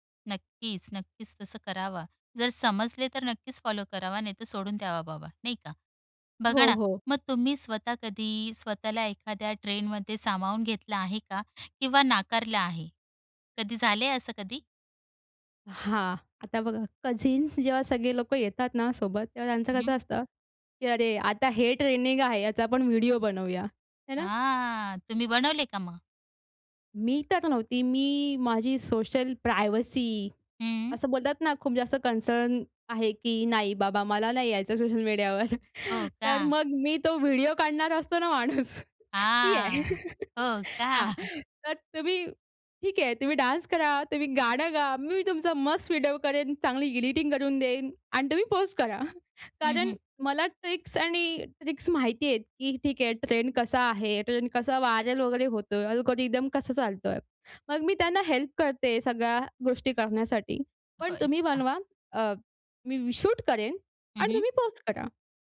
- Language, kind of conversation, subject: Marathi, podcast, सोशल मीडियावर व्हायरल होणारे ट्रेंड्स तुम्हाला कसे वाटतात?
- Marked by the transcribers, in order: in English: "फॉलो"; in English: "कझिन्स"; drawn out: "हां"; in English: "प्रायवसी"; in English: "कन्सर्न"; chuckle; laughing while speaking: "माणूस ती आहे. हां"; chuckle; chuckle; in English: "ट्रिक्स"; in English: "ट्रिक्स"; in English: "व्हायरल"; in English: "अल्गोरिथम"; in English: "हेल्प"; in English: "शूट"